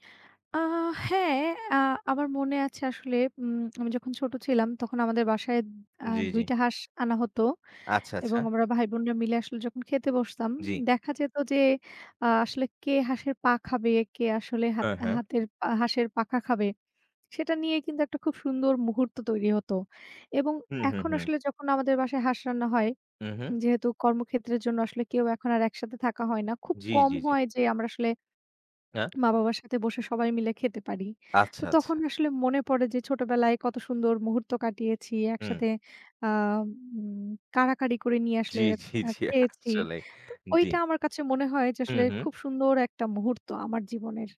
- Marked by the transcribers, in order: laughing while speaking: "জি, জি, জি। আসলেই"
- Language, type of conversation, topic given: Bengali, unstructured, আপনার প্রিয় রান্না করা খাবার কোনটি?